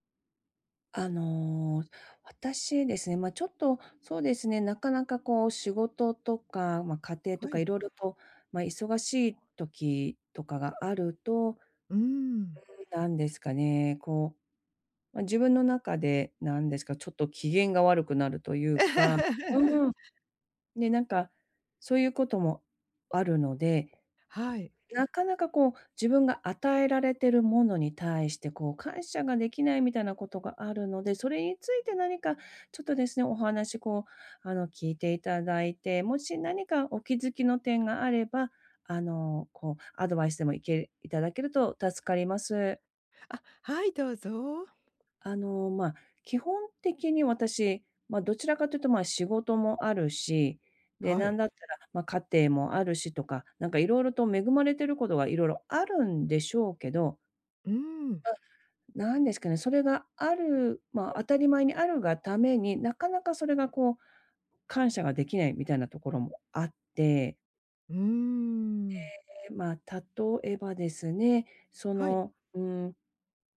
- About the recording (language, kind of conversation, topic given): Japanese, advice, 日々の中で小さな喜びを見つける習慣をどうやって身につければよいですか？
- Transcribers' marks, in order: other noise; laugh; tapping